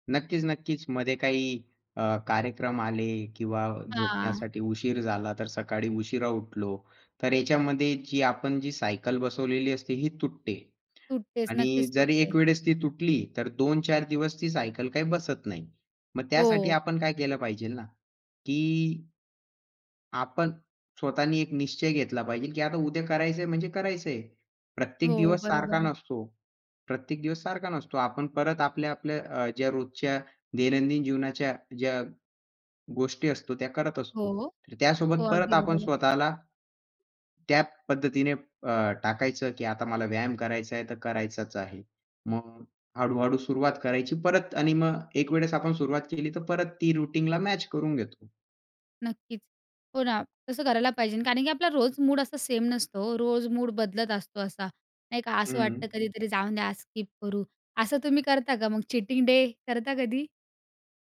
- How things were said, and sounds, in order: "करत" said as "कडत"; in English: "रुटीनला"; in English: "स्किप"
- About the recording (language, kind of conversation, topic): Marathi, podcast, व्यायामासाठी तुम्ही प्रेरणा कशी मिळवता?